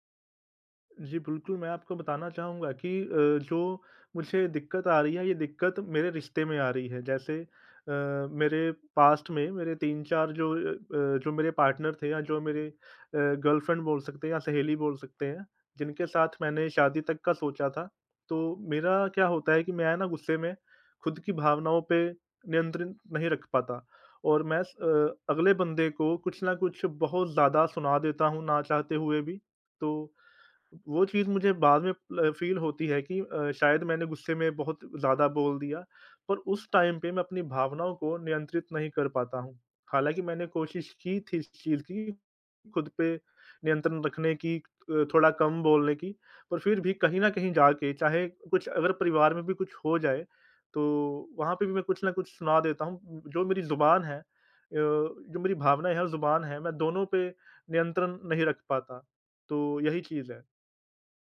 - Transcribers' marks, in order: in English: "पास्ट"; in English: "पार्टनर"; in English: "गर्लफ्रेंड"; in English: "फ़ील"; in English: "टाइम"
- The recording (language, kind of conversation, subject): Hindi, advice, मैं माइंडफुलनेस की मदद से अपनी तीव्र भावनाओं को कैसे शांत और नियंत्रित कर सकता/सकती हूँ?